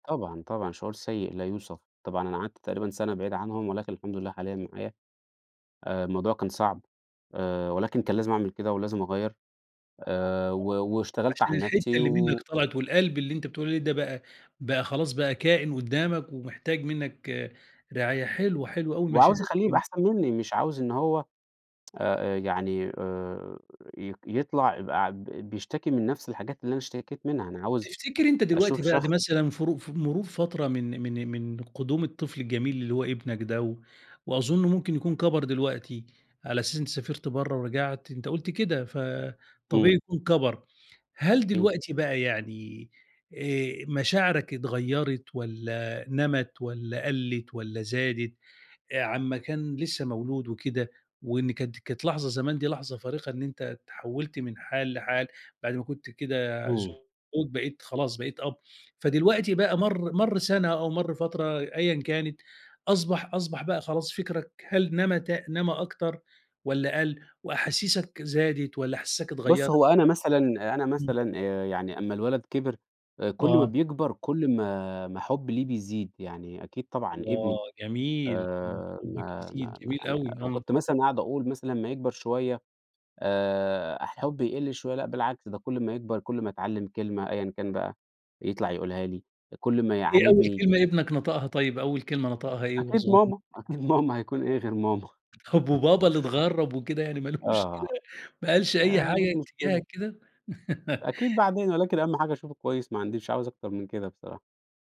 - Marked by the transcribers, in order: other noise; tsk; other background noise; laughing while speaking: "أكيد ماما. هيكون إيه غير ماما؟"; chuckle; laughing while speaking: "ما لوش كده"; laugh
- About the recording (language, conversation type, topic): Arabic, podcast, احكي لنا عن أول مرة بقيت أب أو أم؟